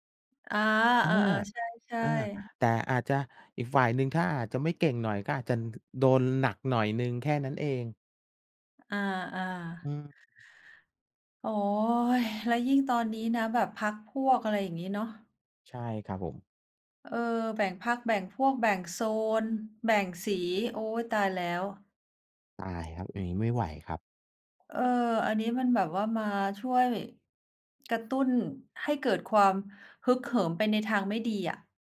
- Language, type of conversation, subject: Thai, unstructured, คุณเคยรู้สึกเหงาหรือเศร้าจากการใช้โซเชียลมีเดียไหม?
- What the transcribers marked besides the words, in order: none